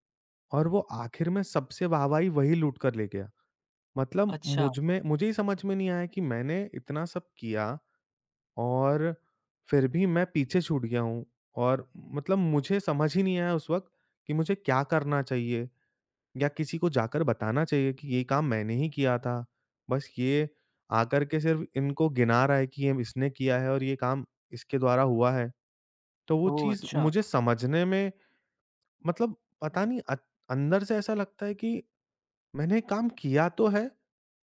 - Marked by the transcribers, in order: none
- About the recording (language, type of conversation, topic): Hindi, advice, आप अपनी उपलब्धियों को कम आँककर खुद पर शक क्यों करते हैं?